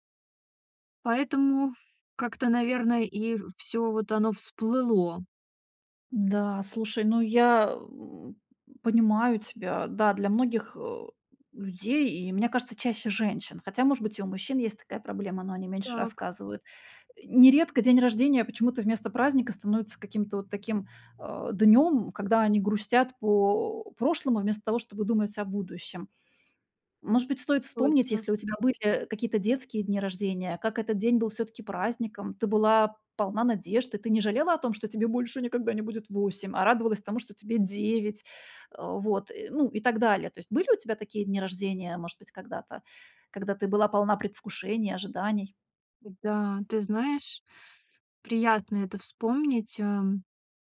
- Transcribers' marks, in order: put-on voice: "больше никогда не будет восемь"
- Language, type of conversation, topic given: Russian, advice, Как справиться с навязчивыми негативными мыслями, которые подрывают мою уверенность в себе?